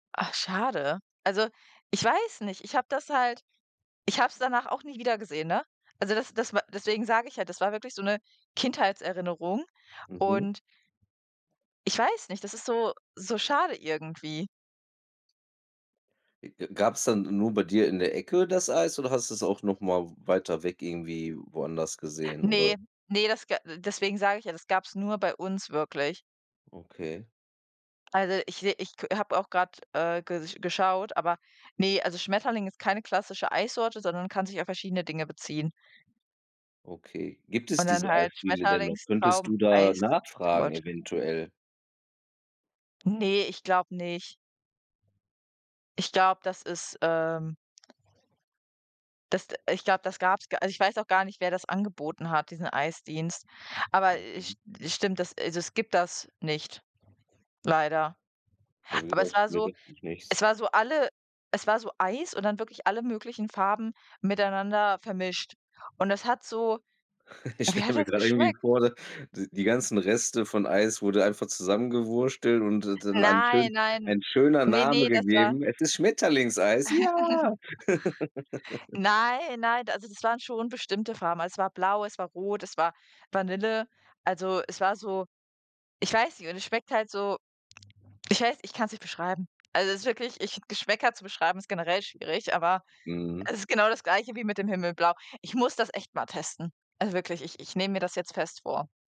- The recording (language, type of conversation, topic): German, unstructured, Was nervt dich an deinem Hobby am meisten?
- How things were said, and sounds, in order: chuckle; laughing while speaking: "Ich stelle"; chuckle; joyful: "Es ist Schmetterlingseis. Ja"; laugh; other background noise